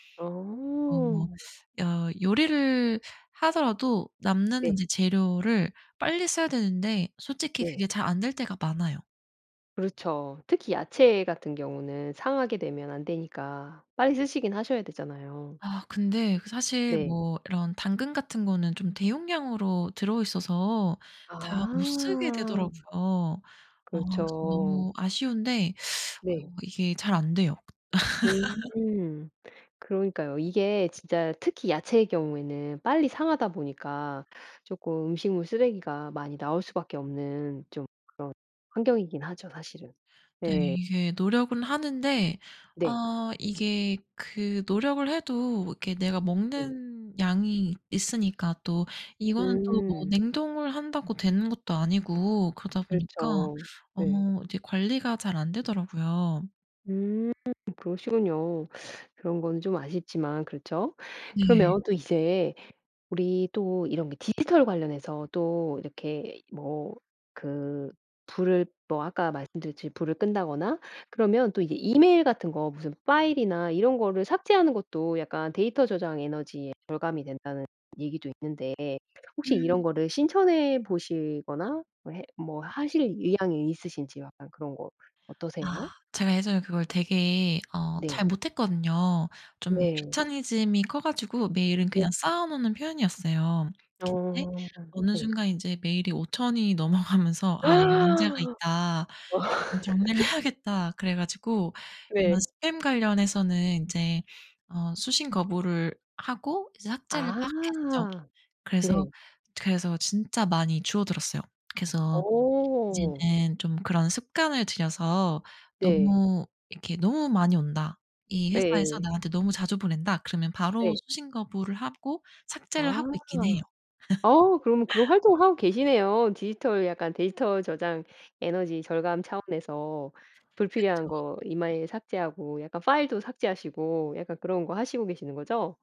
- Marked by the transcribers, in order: tapping; laugh; other background noise; put-on voice: "파일이나"; laughing while speaking: "넘어가면서"; gasp; laugh; laugh; "이메일" said as "이마일"; put-on voice: "파일도"
- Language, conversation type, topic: Korean, podcast, 일상에서 실천하는 친환경 습관이 무엇인가요?